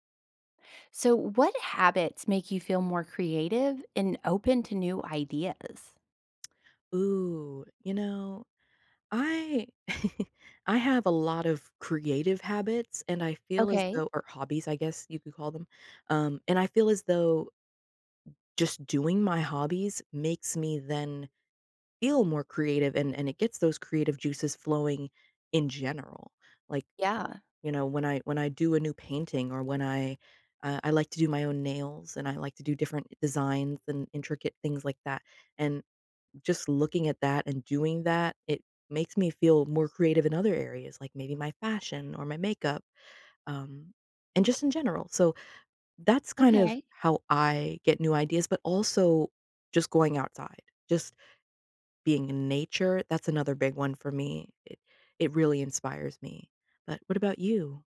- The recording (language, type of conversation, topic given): English, unstructured, What habits help me feel more creative and open to new ideas?
- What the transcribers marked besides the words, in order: chuckle; other background noise; tapping